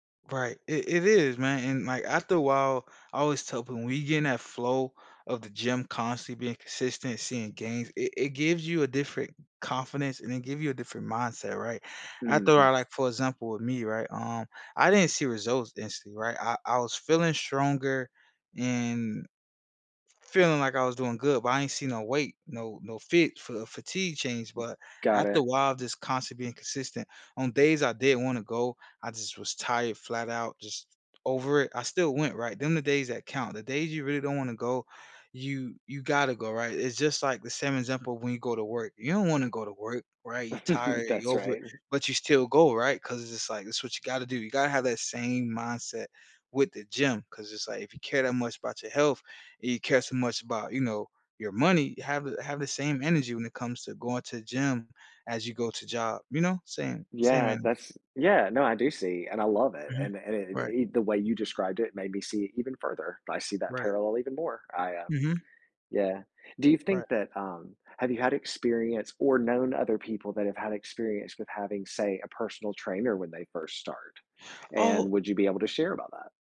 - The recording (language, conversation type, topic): English, podcast, What are some effective ways to build a lasting fitness habit as a beginner?
- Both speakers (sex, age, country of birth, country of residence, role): male, 30-34, United States, United States, guest; male, 50-54, United States, United States, host
- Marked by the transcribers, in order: tapping; other background noise; chuckle; inhale